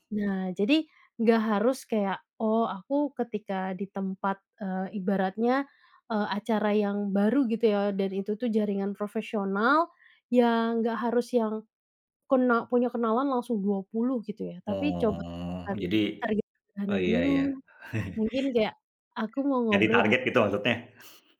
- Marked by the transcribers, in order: chuckle; chuckle
- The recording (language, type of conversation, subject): Indonesian, advice, Bagaimana pengalamanmu membangun jaringan profesional di acara yang membuatmu canggung?